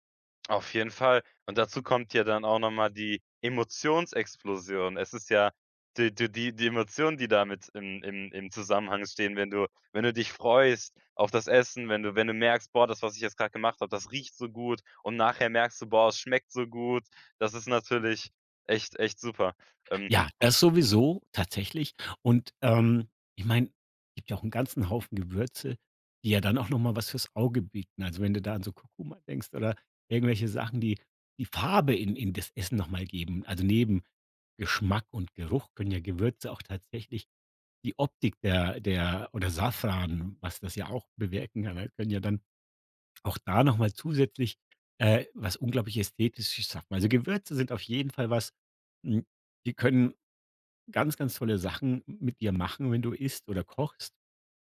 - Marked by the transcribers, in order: unintelligible speech
- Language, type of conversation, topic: German, podcast, Welche Gewürze bringen dich echt zum Staunen?